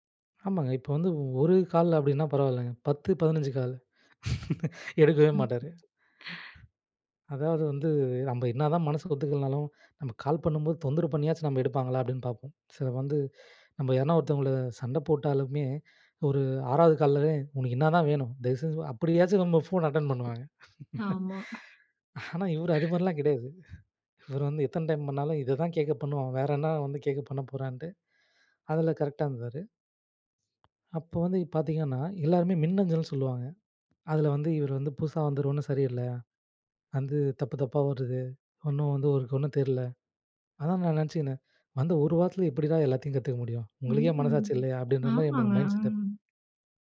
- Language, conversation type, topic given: Tamil, podcast, தோல்விகள் உங்கள் படைப்பை எவ்வாறு மாற்றின?
- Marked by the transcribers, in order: laugh; other noise; exhale; inhale; in English: "ஃபோன அட்டெண்"; laugh; tapping; "தெரியல" said as "தெர்ல"; in English: "மைண்ட் செட்டப்"